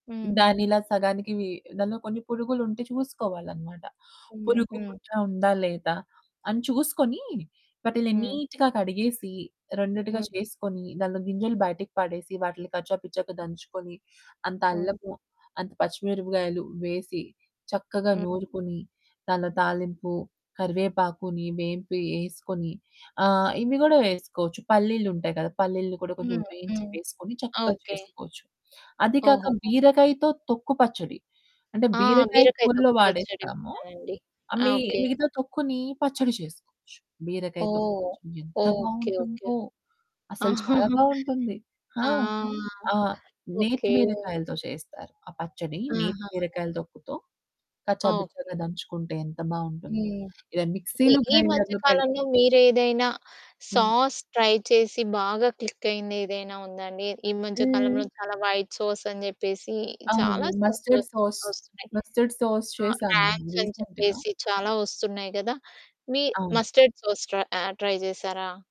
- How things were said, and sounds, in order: in English: "నీట్‌గా"; other background noise; chuckle; in English: "సాస్ ట్రై"; in English: "వైట్ సాస్"; static; in English: "మస్టర్డ్ సాస్, మస్టర్డ్ సాస్"; in English: "రాంక్స్"; in English: "రీసెంట్‌గా"; in English: "మస్టర్డ్ సాస్ ట్రై"; in English: "ట్రై"
- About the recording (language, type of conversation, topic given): Telugu, podcast, ఇంట్లోనే సాస్‌లు లేదా చట్నీలు తయారు చేయడంలో మీ అనుభవాలు ఏంటి?